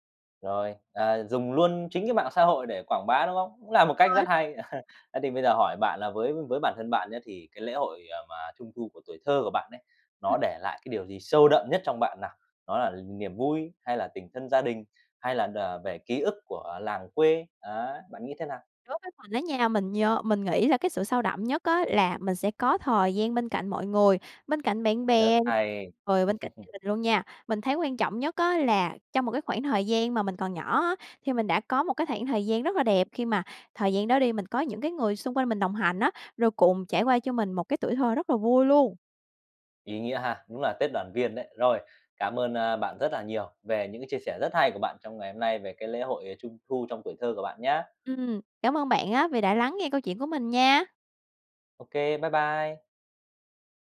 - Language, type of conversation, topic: Vietnamese, podcast, Bạn nhớ nhất lễ hội nào trong tuổi thơ?
- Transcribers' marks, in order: chuckle; other background noise; chuckle